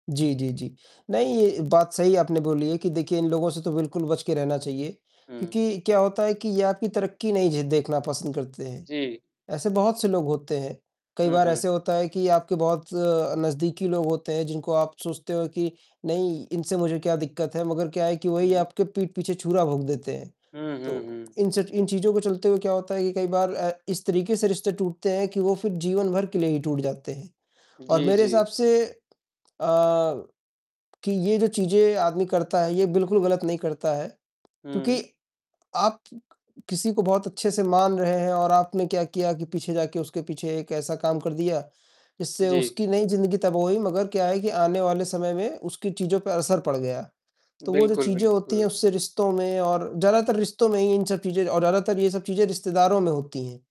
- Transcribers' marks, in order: distorted speech; tapping
- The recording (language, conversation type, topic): Hindi, unstructured, आपके विचार में झूठ बोलना कब सही होता है?